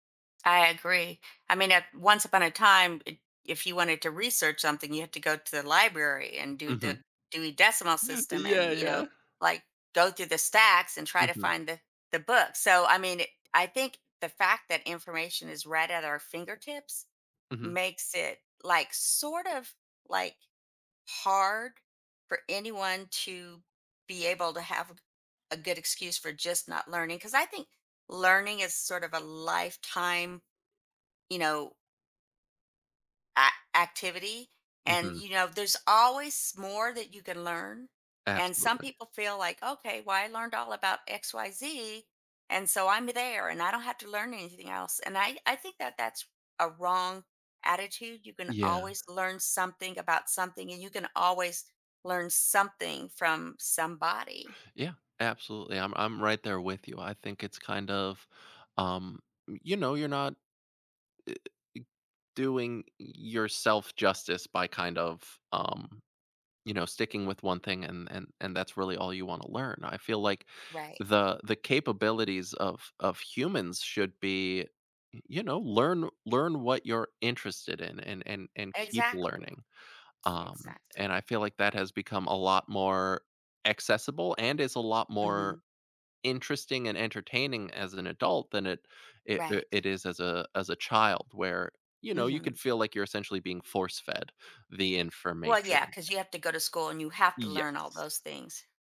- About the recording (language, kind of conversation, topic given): English, podcast, What helps you keep your passion for learning alive over time?
- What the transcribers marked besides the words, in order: chuckle; tapping; other background noise